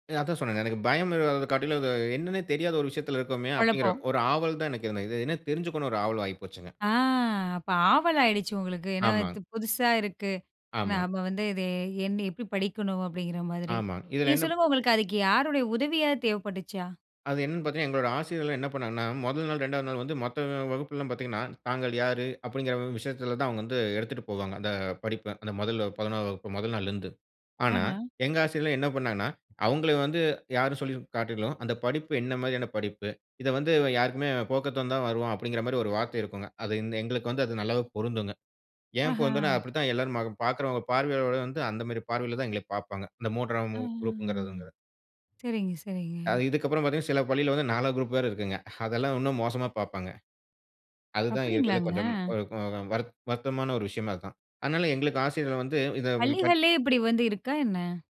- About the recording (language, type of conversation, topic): Tamil, podcast, மாற்றத்தில் தோல்வி ஏற்பட்டால் நீங்கள் மீண்டும் எப்படித் தொடங்குகிறீர்கள்?
- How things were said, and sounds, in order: drawn out: "ஆ!"; drawn out: "ஆ!"; unintelligible speech; unintelligible speech